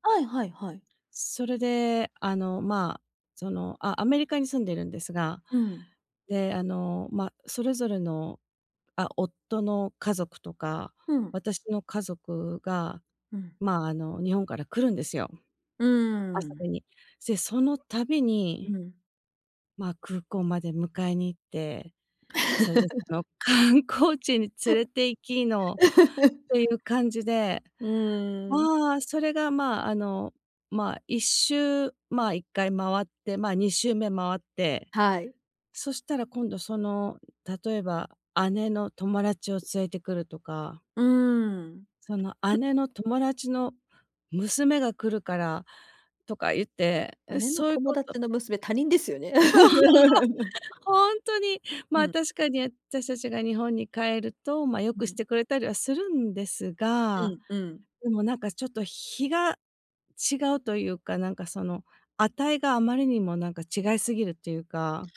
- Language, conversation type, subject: Japanese, advice, 家族の集まりで断りづらい頼みを断るには、どうすればよいですか？
- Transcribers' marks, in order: laugh; laugh; other background noise; laughing while speaking: "そう、本当に"; laugh